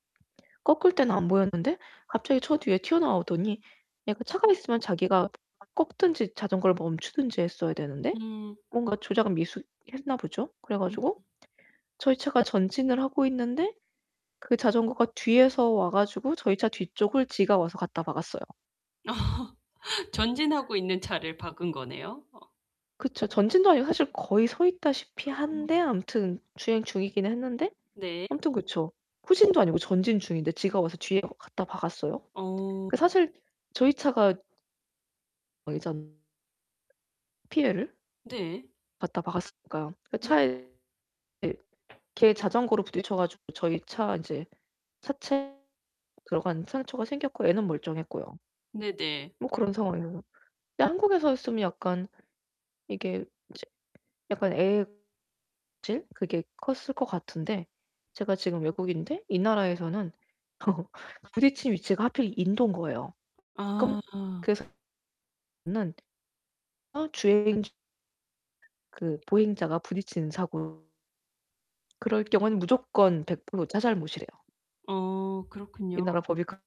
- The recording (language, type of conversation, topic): Korean, advice, 재정 충격을 받았을 때 스트레스를 어떻게 관리할 수 있을까요?
- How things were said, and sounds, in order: distorted speech; other background noise; laugh; tapping; laugh; unintelligible speech